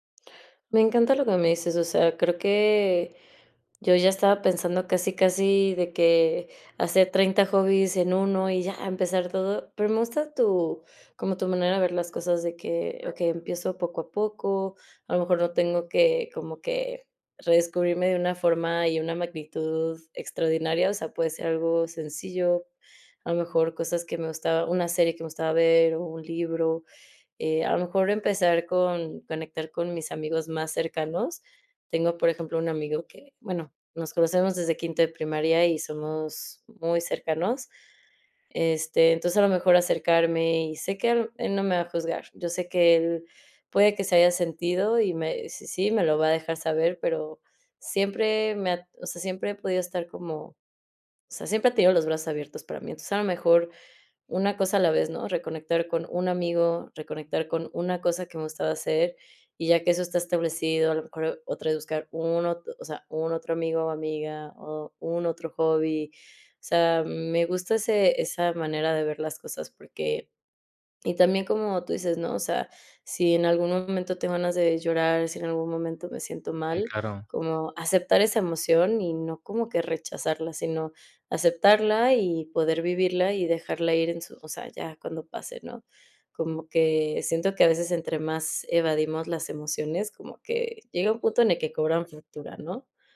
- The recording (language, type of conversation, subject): Spanish, advice, ¿Cómo puedo recuperar mi identidad tras una ruptura larga?
- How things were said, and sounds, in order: dog barking; tapping; other background noise